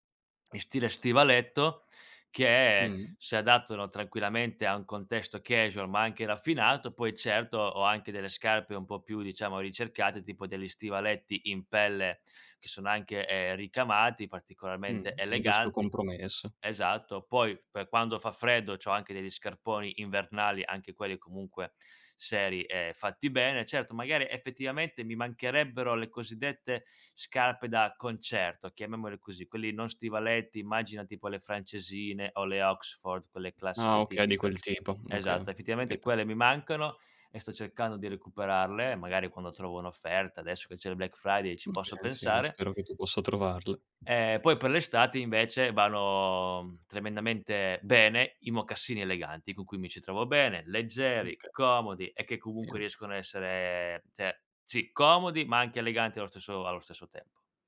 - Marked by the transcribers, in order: other background noise; tapping; "cioè" said as "ceh"
- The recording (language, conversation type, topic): Italian, podcast, Come è cambiato il tuo stile nel tempo?